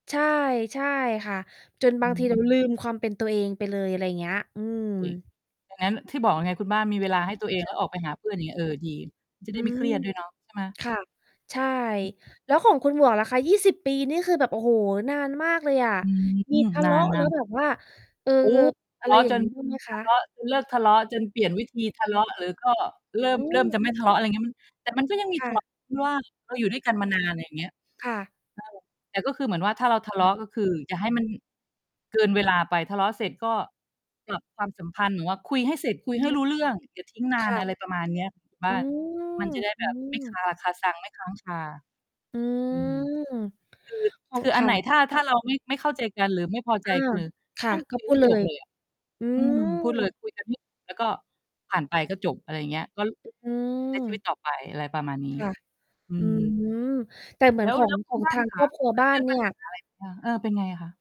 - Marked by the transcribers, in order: distorted speech; tapping; other background noise
- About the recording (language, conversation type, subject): Thai, unstructured, อะไรคือสิ่งที่สำคัญที่สุดในความสัมพันธ์ระยะยาว?